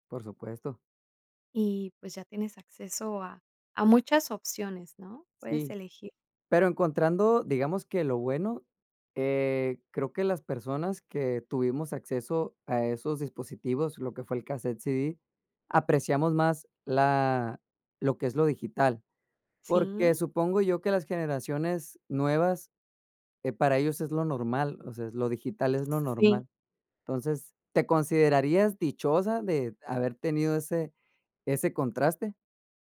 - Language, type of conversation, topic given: Spanish, podcast, ¿Cómo descubres música nueva hoy en día?
- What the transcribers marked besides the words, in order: none